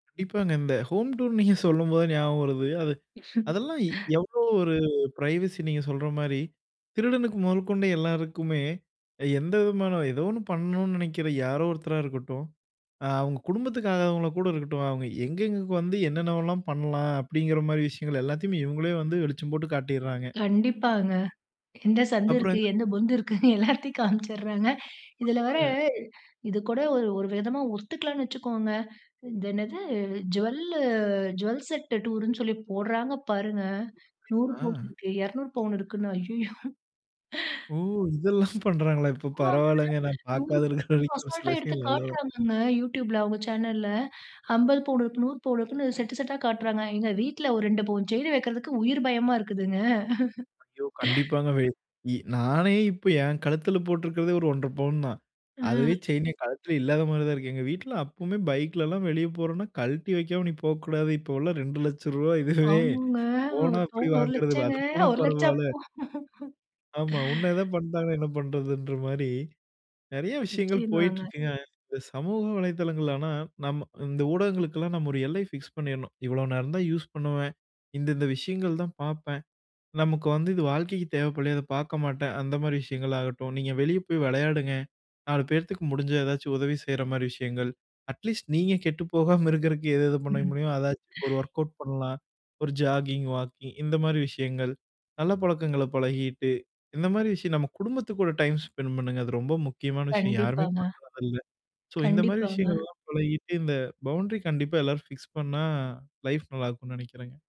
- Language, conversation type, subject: Tamil, podcast, சமூக ஊடகங்களுக்கு எல்லை வைப்பதை எளிதாகச் செய்வது எப்படி?
- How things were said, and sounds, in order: in English: "ஹோம் டூர்ன்னு"; in English: "பிரைவசி"; laughing while speaking: "எல்லாத்தையும் காம்ச்சறாங்க"; in English: "ஜுவலு ஜுவல் செட் டூருன்னு"; chuckle; laughing while speaking: "இதெல்லாம் பண்றாங்களா இப்போ, பரவாலங்க நான் பாக்காத இருக்கிற வரைக்கும் ஒரு சில விஷயங்கள் நல்லது"; in English: "YouTubeல"; in English: "சேனல்ல"; in English: "செட் செட்டா"; laugh; chuckle; laughing while speaking: "ஒரு லட்சம் அப்போ"; in English: "ஃபிக்ஸ்"; in English: "யூஸ்"; in English: "அட்லீஸ்ட்"; other background noise; in English: "வொர்க்கவுட்"; in English: "ஜாகிங், வாக்கிங்"; in English: "டைம் ஸ்பெண்ட்"; in English: "ஸோ"; in English: "பவுன்டரி"; in English: "ஃபிக்ஸ்"; in English: "லைஃப்"